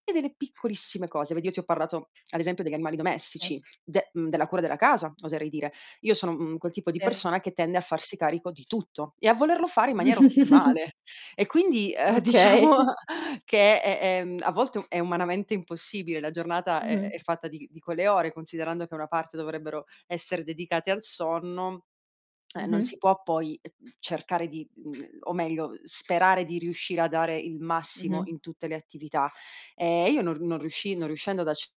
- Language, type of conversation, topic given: Italian, podcast, Come ti sei ripreso da un periodo di burnout?
- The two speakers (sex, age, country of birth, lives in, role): female, 25-29, Italy, Italy, host; female, 30-34, Italy, Italy, guest
- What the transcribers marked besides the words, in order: other background noise; distorted speech; tapping; giggle; laughing while speaking: "Okay"; chuckle; laughing while speaking: "diciamo"; chuckle